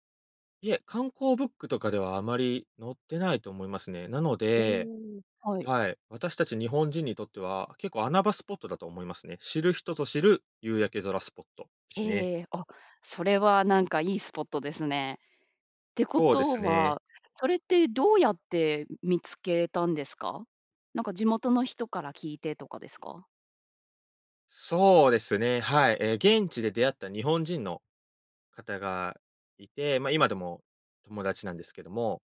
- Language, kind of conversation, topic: Japanese, podcast, 自然の中で最も感動した体験は何ですか？
- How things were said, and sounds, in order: none